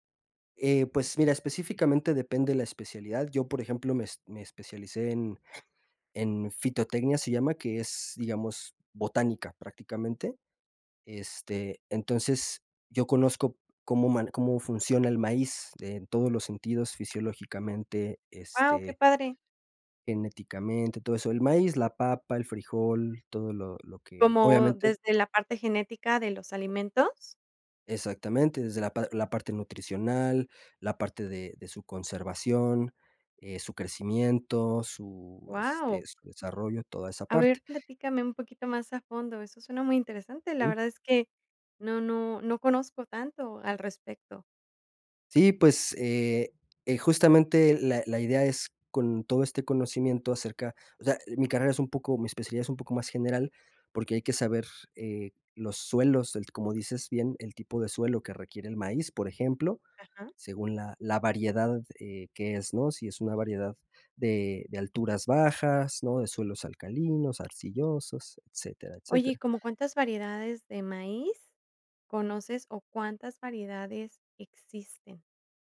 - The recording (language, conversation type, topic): Spanish, podcast, ¿Qué decisión cambió tu vida?
- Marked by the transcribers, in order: other background noise; tapping